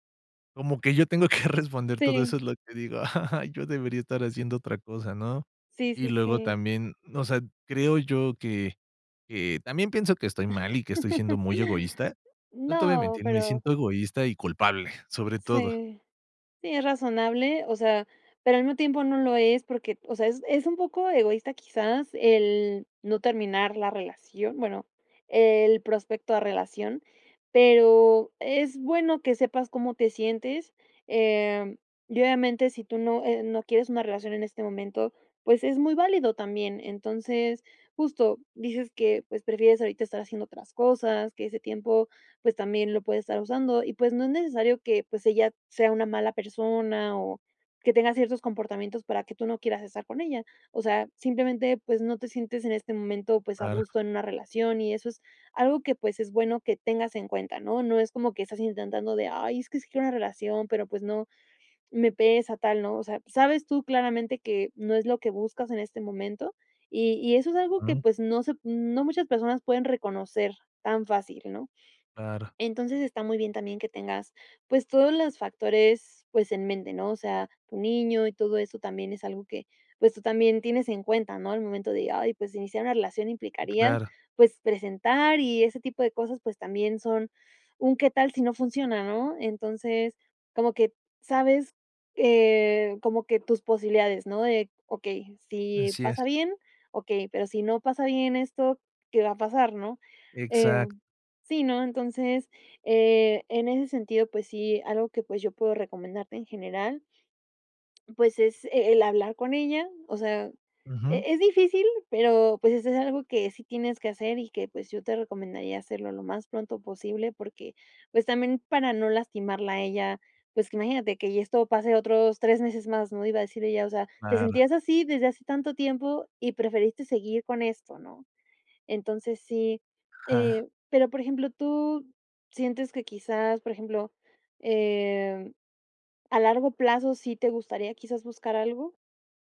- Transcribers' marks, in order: laughing while speaking: "que"; laughing while speaking: "ay"; laugh; tapping
- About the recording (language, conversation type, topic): Spanish, advice, ¿Cómo puedo pensar en terminar la relación sin sentirme culpable?